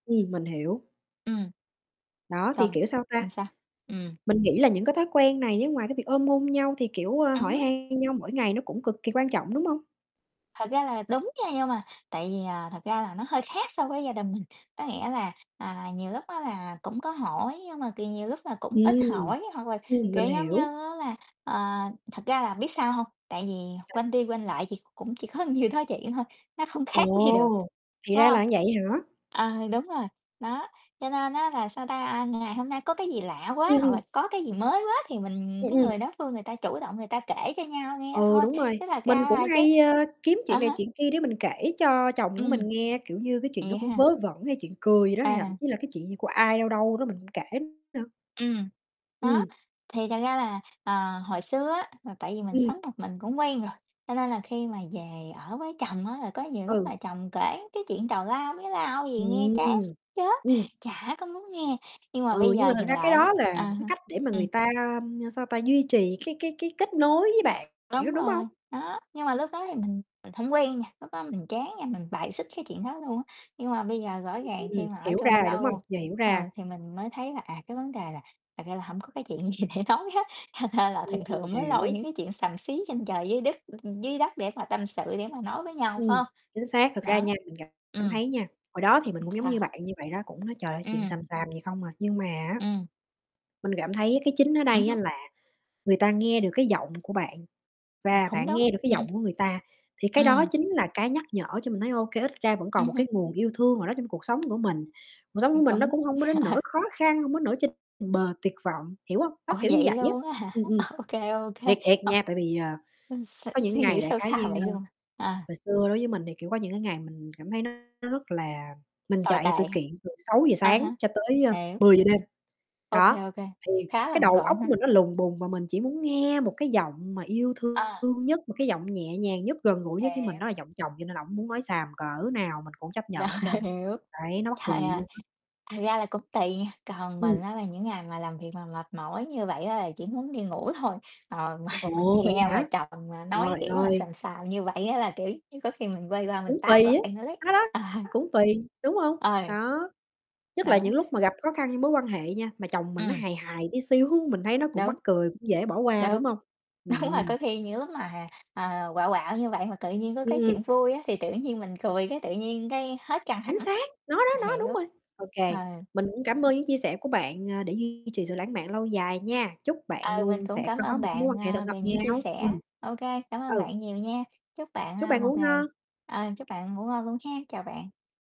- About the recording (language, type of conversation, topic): Vietnamese, unstructured, Làm sao để duy trì sự lãng mạn lâu dài?
- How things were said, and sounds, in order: static; distorted speech; tapping; laughing while speaking: "nhiêu"; laughing while speaking: "không khác"; other background noise; laughing while speaking: "gì để nói hết. Thành ra"; mechanical hum; "cũng" said as "khũng"; laugh; laughing while speaking: "Ủa, vậy luôn á hả? Ô"; laughing while speaking: "Rồi"; laughing while speaking: "mà"; laughing while speaking: "Ờ"; laughing while speaking: "xíu"; laughing while speaking: "đúng"; other noise